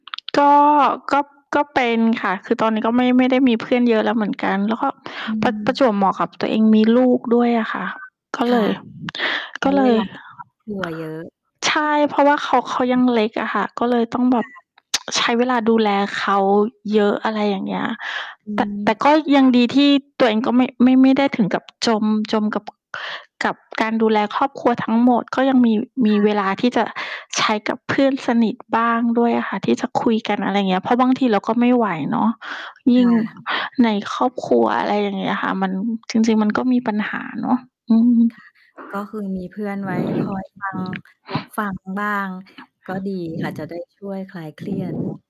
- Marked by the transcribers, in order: mechanical hum; distorted speech; other background noise; tsk
- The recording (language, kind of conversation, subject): Thai, unstructured, คุณอยากมีเพื่อนสนิทสักคนที่เข้าใจคุณทุกอย่างมากกว่า หรืออยากมีเพื่อนหลายคนที่อยู่ด้วยแล้วสนุกมากกว่า?